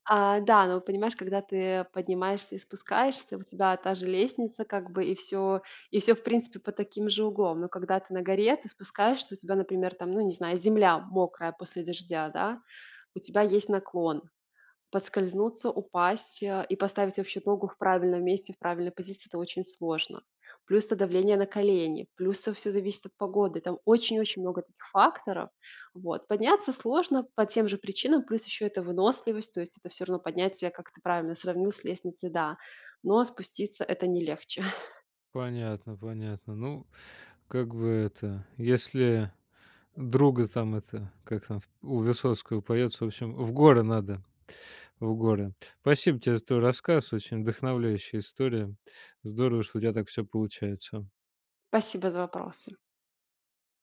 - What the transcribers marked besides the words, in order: other background noise
- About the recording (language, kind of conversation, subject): Russian, podcast, Какие планы или мечты у тебя связаны с хобби?
- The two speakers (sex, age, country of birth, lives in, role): female, 30-34, Belarus, Italy, guest; male, 30-34, Russia, Germany, host